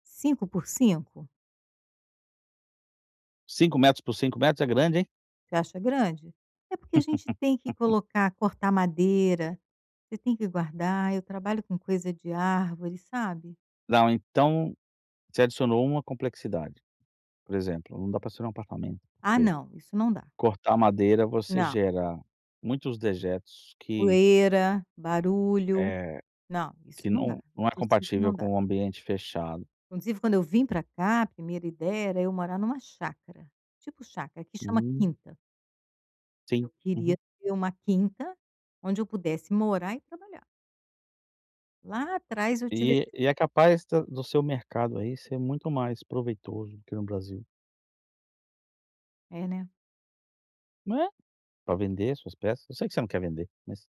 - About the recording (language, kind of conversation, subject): Portuguese, advice, Como posso começar novos hábitos com passos bem pequenos?
- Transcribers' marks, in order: laugh; tapping